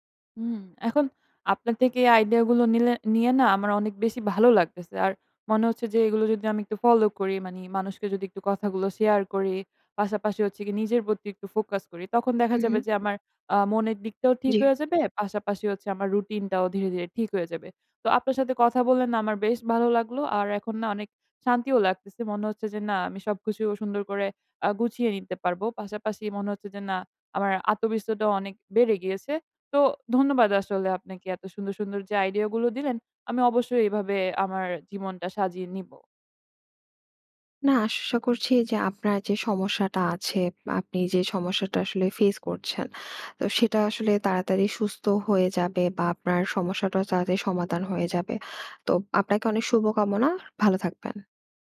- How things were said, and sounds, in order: "মানে" said as "মানি"; tapping; "আত্মবিশ্বাসটা" said as "আত্মবিস্তটা"; "আশা" said as "আশশো"
- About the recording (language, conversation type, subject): Bengali, advice, পরিবারের বড়জন অসুস্থ হলে তাঁর দেখভালের দায়িত্ব আপনি কীভাবে নেবেন?